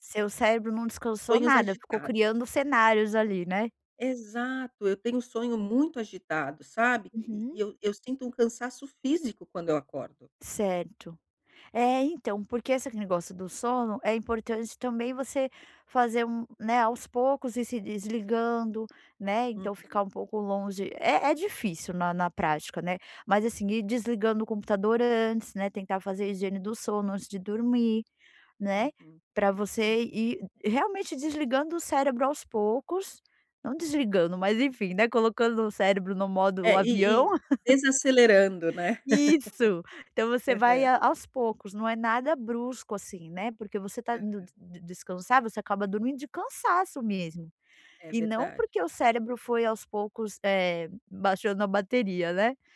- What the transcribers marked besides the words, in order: laugh; laugh
- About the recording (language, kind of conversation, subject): Portuguese, advice, Como manter a motivação sem abrir mão do descanso necessário?